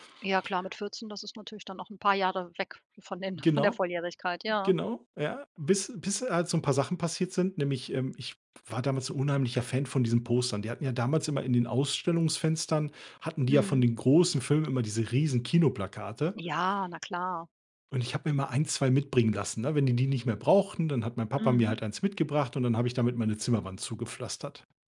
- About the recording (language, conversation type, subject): German, podcast, Welche Rolle haben Videotheken und VHS-Kassetten in deiner Medienbiografie gespielt?
- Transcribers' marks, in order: none